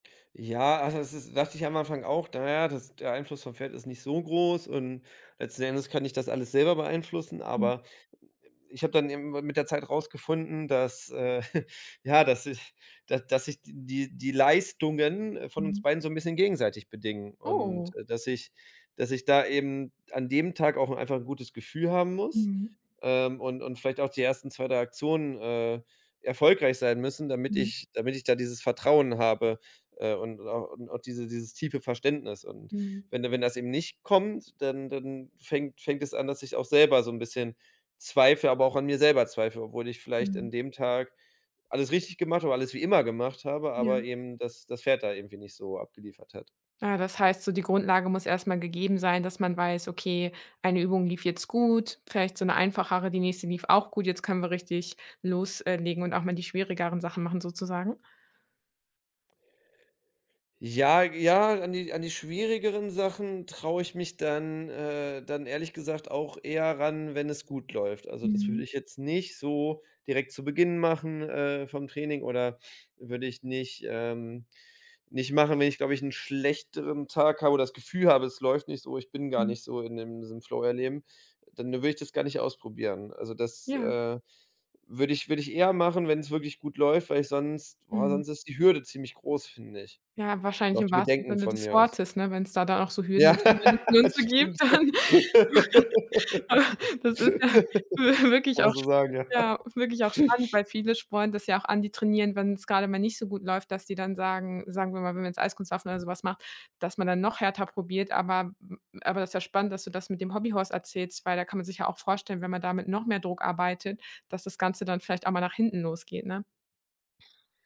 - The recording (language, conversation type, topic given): German, podcast, Wie kommst du bei deinem Hobby in den Flow?
- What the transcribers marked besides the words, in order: laughing while speaking: "es ist"; chuckle; laughing while speaking: "ich"; surprised: "Oh"; other background noise; laugh; unintelligible speech; laughing while speaking: "das stimmt"; laughing while speaking: "dann aber das ist ja wi wirklich auch sp"; laugh; laughing while speaking: "ja"; chuckle; tapping